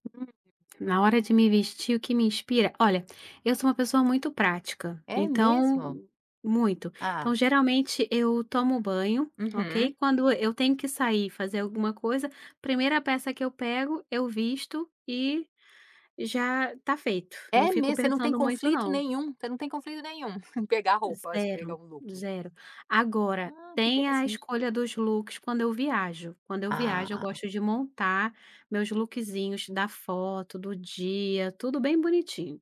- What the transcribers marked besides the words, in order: unintelligible speech; tapping; chuckle
- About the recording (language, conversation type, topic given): Portuguese, podcast, O que te inspira na hora de se vestir?